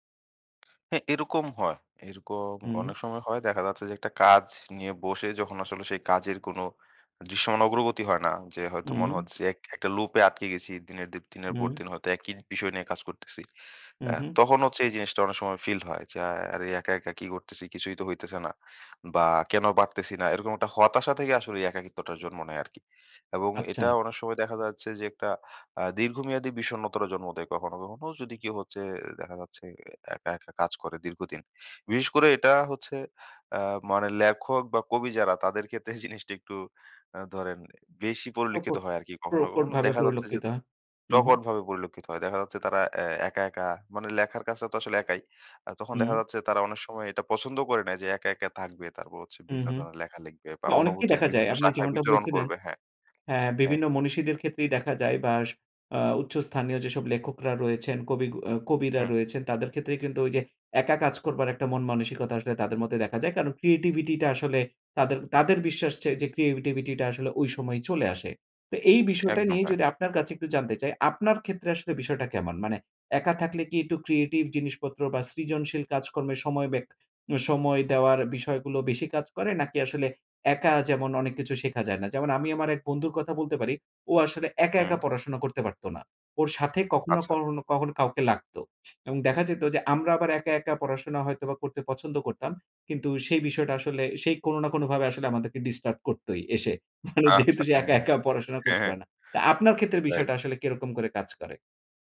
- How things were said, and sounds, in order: tapping; "আচ্ছা" said as "আচ্চা"; scoff; "পরিলক্ষিত" said as "পরিলকিত"; other background noise; "কখনো" said as "করনও"; unintelligible speech; laughing while speaking: "মানে যেহেতু সে একা, একা"
- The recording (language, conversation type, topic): Bengali, podcast, আপনি একা অনুভব করলে সাধারণত কী করেন?